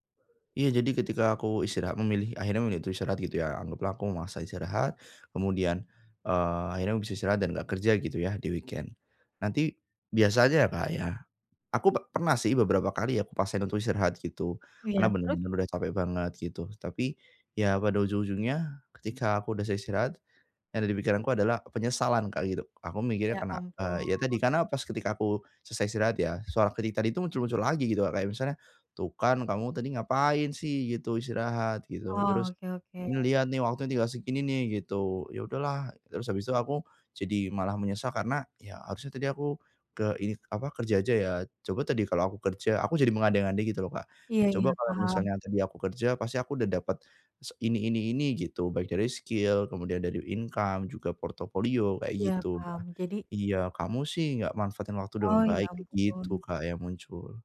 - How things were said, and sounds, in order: other background noise; in English: "di-weekend"; in English: "skill"; in English: "income"
- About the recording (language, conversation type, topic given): Indonesian, advice, Bagaimana cara mengurangi suara kritik diri yang terus muncul?